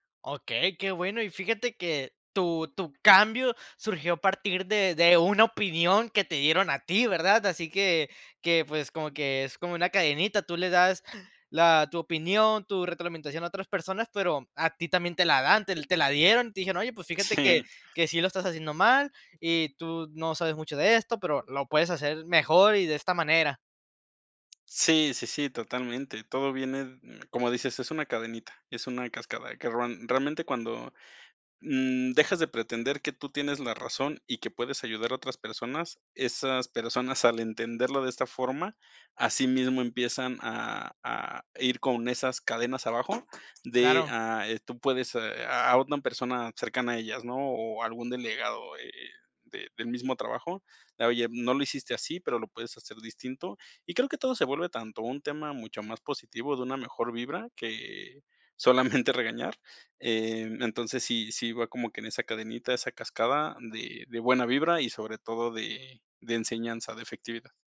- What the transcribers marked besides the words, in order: other background noise; laughing while speaking: "solamente"
- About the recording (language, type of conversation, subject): Spanish, podcast, ¿Cómo equilibras la honestidad con la armonía?